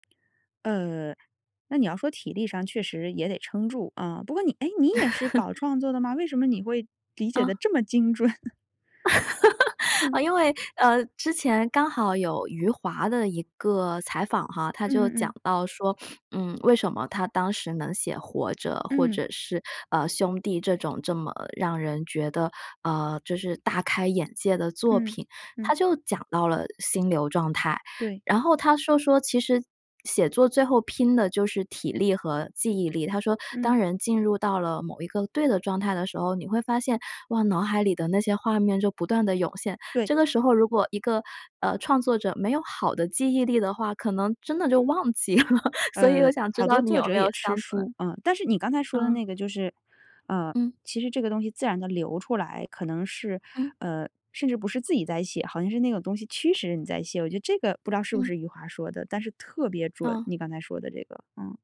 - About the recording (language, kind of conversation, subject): Chinese, podcast, 你如何知道自己进入了心流？
- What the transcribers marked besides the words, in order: lip smack; joyful: "诶，你也是搞创作的吗？为什么你会理解地这么精准？"; laugh; chuckle; laugh; other noise; other background noise; laughing while speaking: "记了"; chuckle